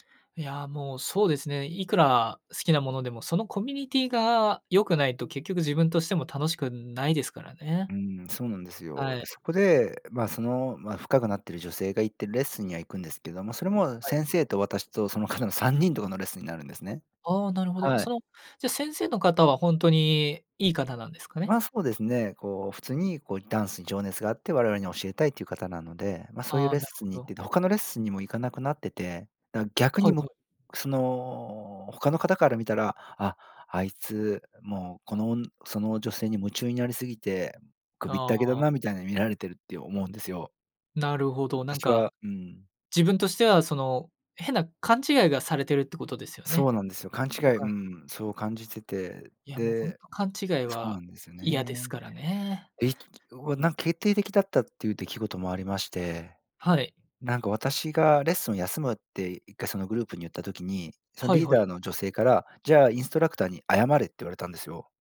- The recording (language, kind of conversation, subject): Japanese, advice, 友情と恋愛を両立させるうえで、どちらを優先すべきか迷ったときはどうすればいいですか？
- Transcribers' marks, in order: laughing while speaking: "その方の さんにん"